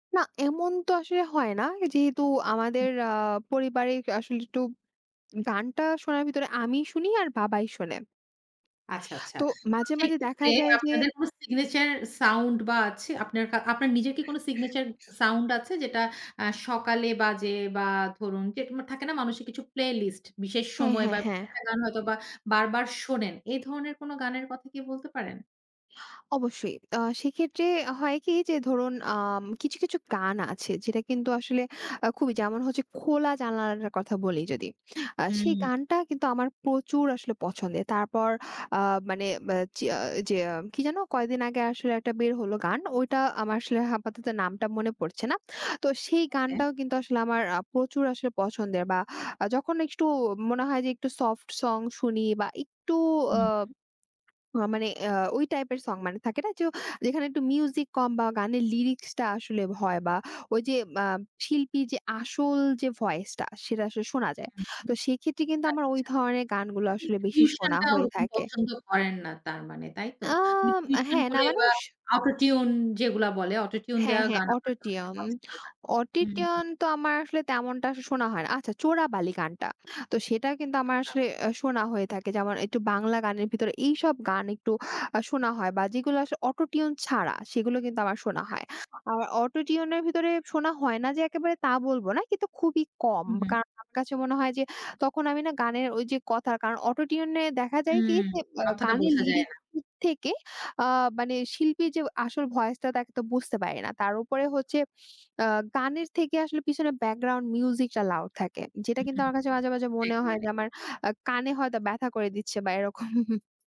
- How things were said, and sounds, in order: "পারিবারিক" said as "পরিবারইবারিক"; other background noise; in English: "signature sound"; in English: "signature sound"; "আপাতত" said as "হাপাতত"; unintelligible speech
- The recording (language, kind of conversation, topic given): Bengali, podcast, কোন কোন গান আপনার কাছে নিজের পরিচয়পত্রের মতো মনে হয়?